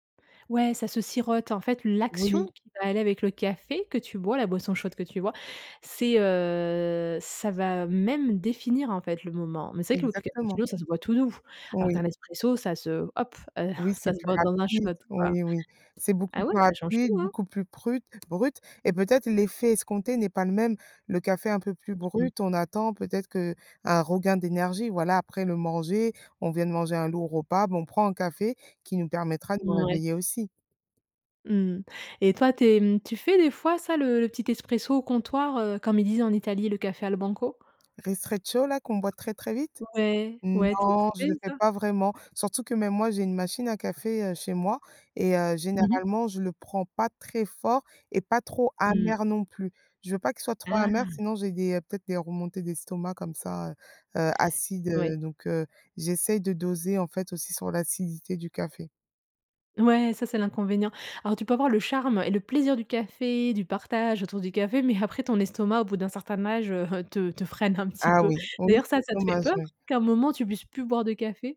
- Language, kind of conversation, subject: French, podcast, Qu'est-ce qui te plaît quand tu partages un café avec quelqu'un ?
- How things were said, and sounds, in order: drawn out: "heu"; tapping; other background noise; in Italian: "al banco ?"; "Ristretto" said as "ristrettcho"